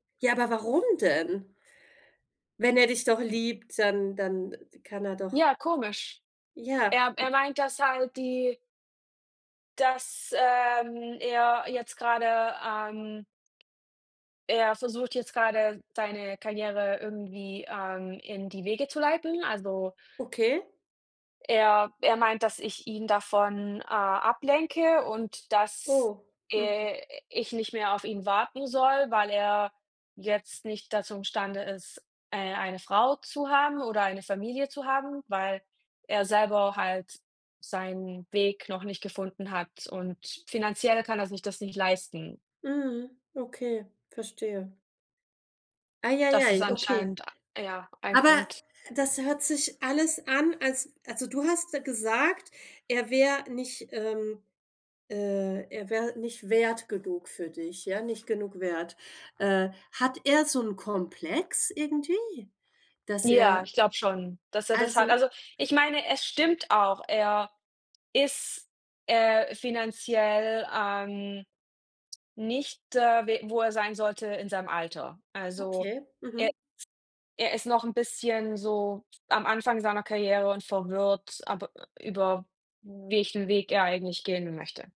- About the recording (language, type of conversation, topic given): German, unstructured, Wie zeigst du deinem Partner, dass du ihn schätzt?
- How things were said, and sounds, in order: other background noise